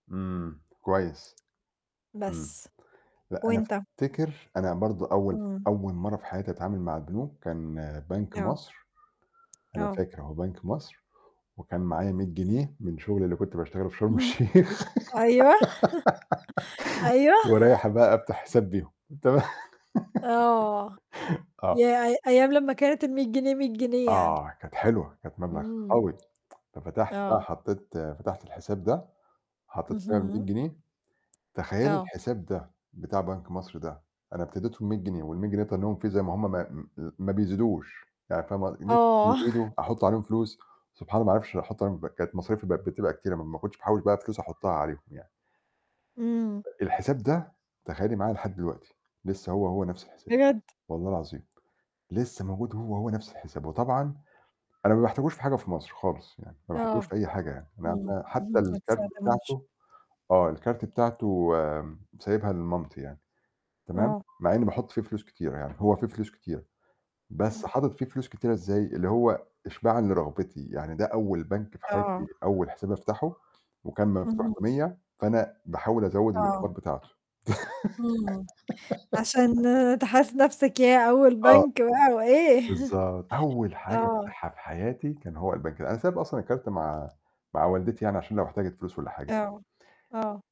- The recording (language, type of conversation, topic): Arabic, unstructured, هل إنت شايف إن البنوك بتستغل الناس في القروض؟
- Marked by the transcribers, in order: tapping; static; chuckle; laughing while speaking: "أيوه"; laughing while speaking: "الشيخ"; laugh; laughing while speaking: "تمام"; laugh; tsk; unintelligible speech; laughing while speaking: "آه"; unintelligible speech; other background noise; unintelligible speech; laugh; chuckle